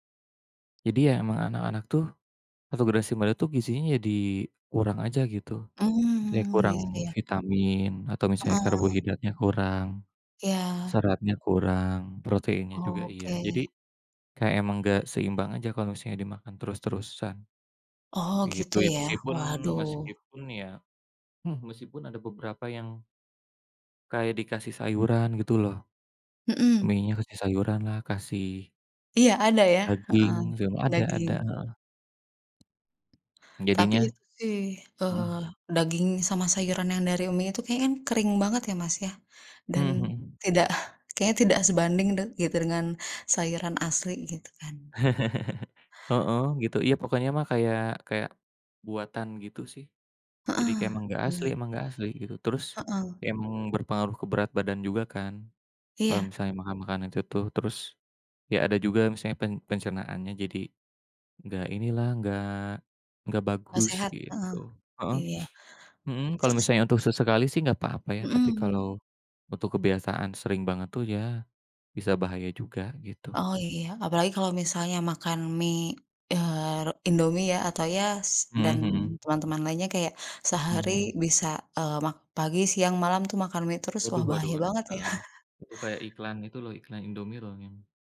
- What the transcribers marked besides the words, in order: other background noise; tapping; laughing while speaking: "tidak"; chuckle; "ya" said as "yas"; laughing while speaking: "ya"
- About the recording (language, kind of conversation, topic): Indonesian, unstructured, Apakah generasi muda terlalu sering mengonsumsi makanan instan?